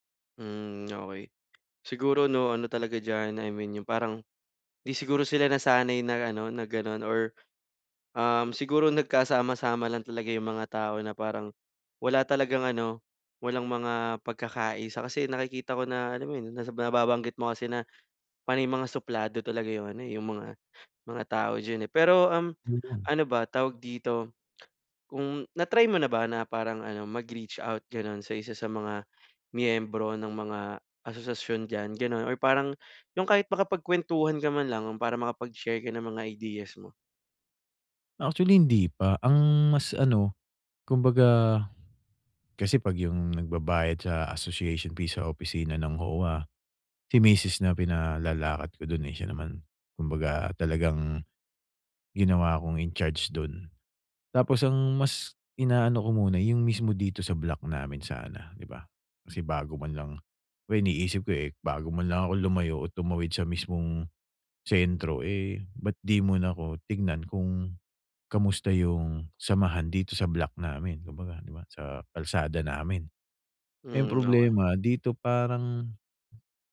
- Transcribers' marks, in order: none
- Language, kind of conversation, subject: Filipino, advice, Paano ako makagagawa ng makabuluhang ambag sa komunidad?